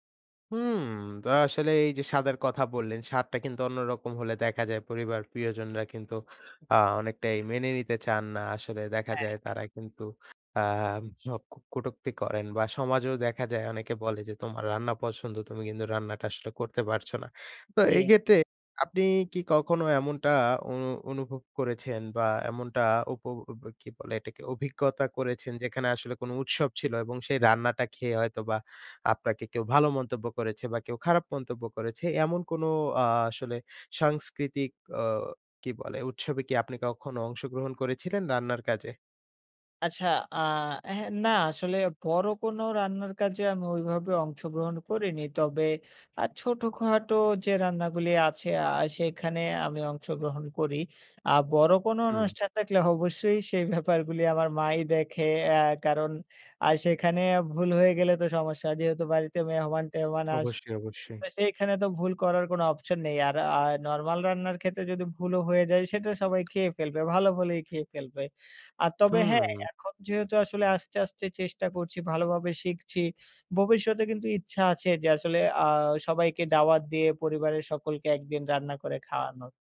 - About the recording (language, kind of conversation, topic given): Bengali, podcast, বাড়ির রান্নার মধ্যে কোন খাবারটি আপনাকে সবচেয়ে বেশি সুখ দেয়?
- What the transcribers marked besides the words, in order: tapping; laughing while speaking: "ব্যাপারগুলি আমার মাই দেখে"; other background noise